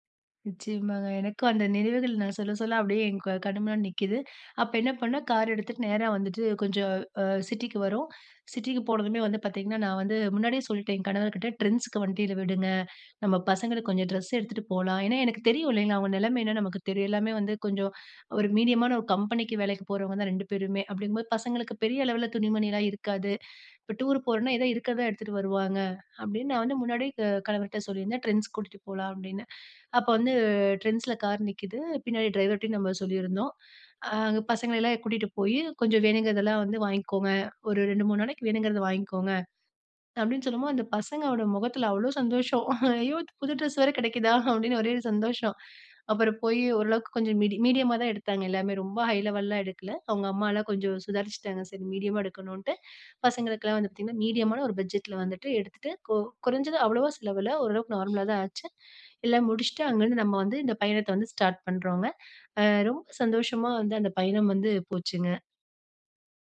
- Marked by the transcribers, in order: laughing while speaking: "ஐயோ! புது ட்ரெஸ் வேற கெடைக்கிதா அப்டின்னு ஒரே ஒரு சந்தோஷம்"; in English: "ஹை லெவல்லலாம்"; other background noise
- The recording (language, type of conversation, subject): Tamil, podcast, மிதமான செலவில் கூட சந்தோஷமாக இருக்க என்னென்ன வழிகள் இருக்கின்றன?